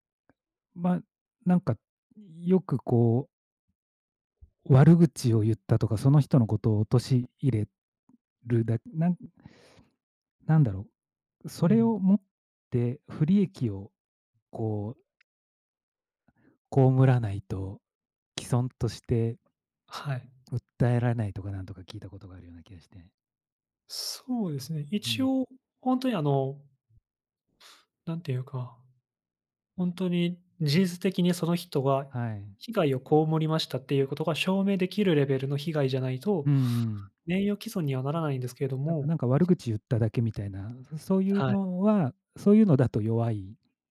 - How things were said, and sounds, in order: tapping; other background noise
- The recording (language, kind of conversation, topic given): Japanese, unstructured, 政府の役割はどこまであるべきだと思いますか？